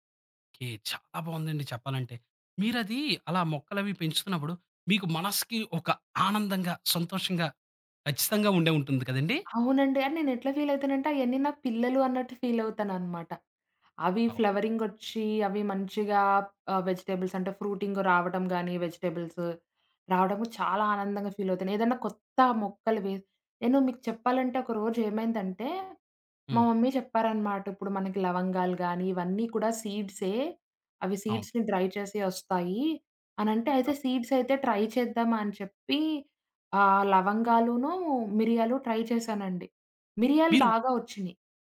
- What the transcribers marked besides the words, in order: in English: "ఫీల్"; in English: "ఫ్లవరింగ్"; in English: "వెజిటబుల్స్"; in English: "ఫ్రూటింగ్"; in English: "వెజిటబుల్స్"; in English: "ఫీల్"; in English: "మమ్మీ"; in English: "సీడ్స్‌ని డ్రై"; in English: "సీడ్స్"; in English: "ట్రై"; in English: "ట్రై"
- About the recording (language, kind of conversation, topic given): Telugu, podcast, హాబీలు మీ ఒత్తిడిని తగ్గించడంలో ఎలా సహాయపడతాయి?